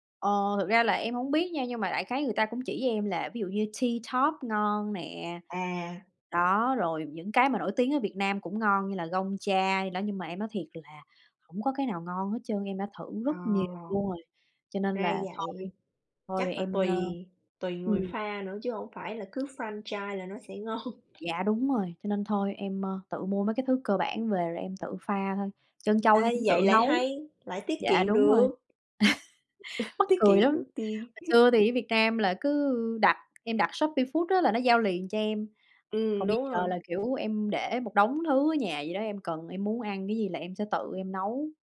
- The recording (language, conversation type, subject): Vietnamese, unstructured, Bạn làm gì để cân bằng giữa tiết kiệm và chi tiêu cho sở thích cá nhân?
- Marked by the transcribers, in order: tapping; in English: "franchise"; laughing while speaking: "ngon"; laugh; other background noise; chuckle